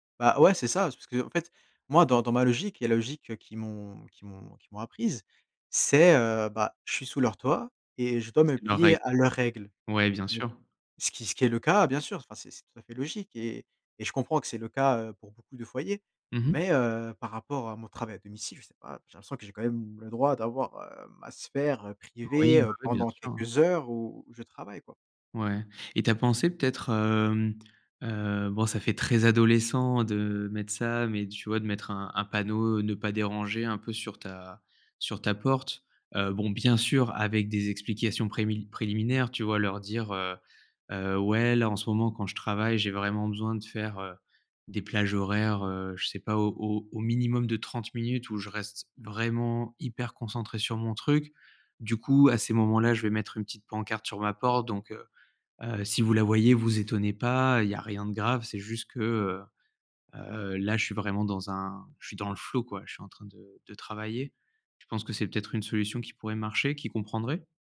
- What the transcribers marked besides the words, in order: in English: "flow"
- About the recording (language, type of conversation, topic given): French, advice, Comment gérez-vous les interruptions fréquentes de votre équipe ou de votre famille qui brisent votre concentration ?